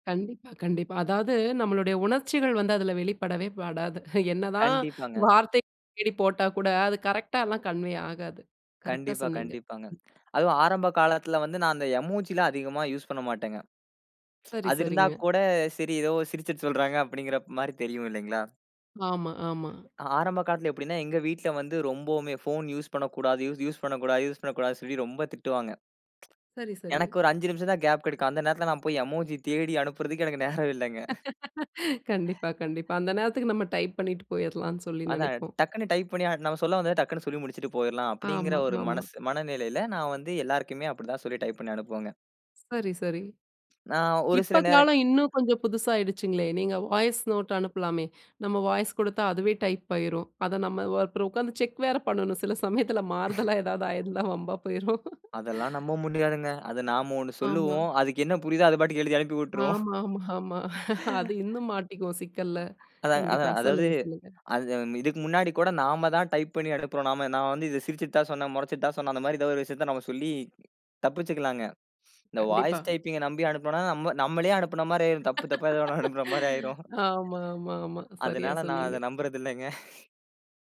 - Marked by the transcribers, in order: laughing while speaking: "என்ன தான்"; in English: "கன்வே"; in English: "எமோஜி"; tsk; tsk; laughing while speaking: "எனக்கு நேரம் இல்லங்க"; laugh; in English: "வாய்ஸ் நோட்"; laughing while speaking: "சில சமயத்தில மாறுதலா ஏதாவது ஆயிருந்தா வம்பா போயிரும்"; laugh; laugh; in English: "வாய்ஸ் டைப்பிங்"; laugh; chuckle
- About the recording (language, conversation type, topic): Tamil, podcast, ஆன்லைனில் தவறாகப் புரிந்துகொள்ளப்பட்டால் நீங்கள் என்ன செய்வீர்கள்?